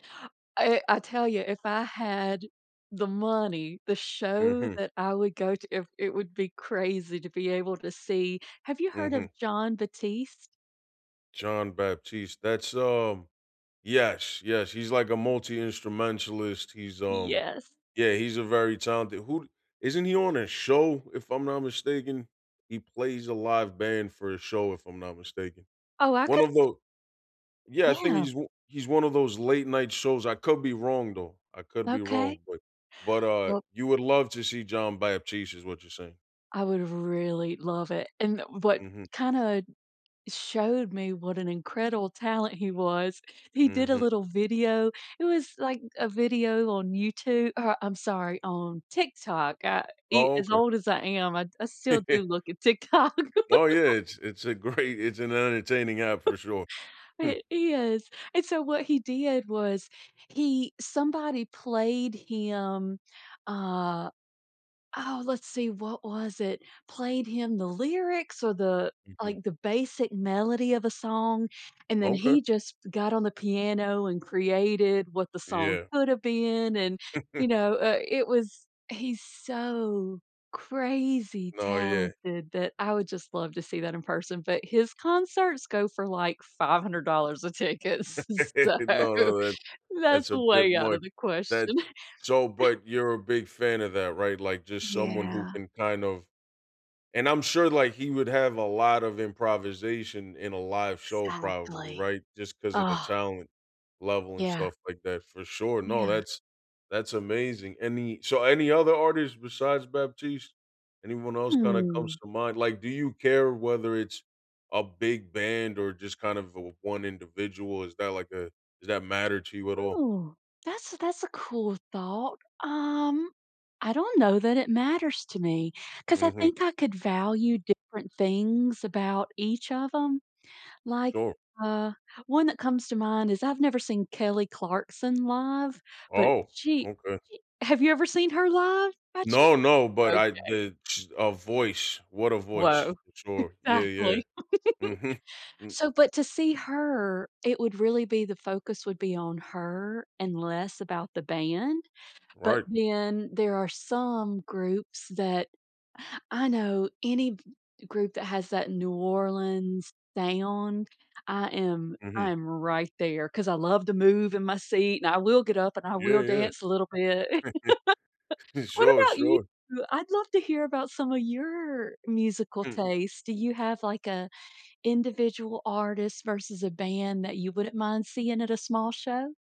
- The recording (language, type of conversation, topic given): English, unstructured, Should I pick a festival or club for a cheap solo weekend?
- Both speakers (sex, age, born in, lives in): female, 40-44, United States, United States; male, 35-39, United States, United States
- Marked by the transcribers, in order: chuckle; laughing while speaking: "TikTok"; laugh; laughing while speaking: "great"; laugh; other background noise; chuckle; drawn out: "so"; laugh; laughing while speaking: "so"; laugh; tapping; giggle; inhale; laugh; chuckle; laughing while speaking: "Sure"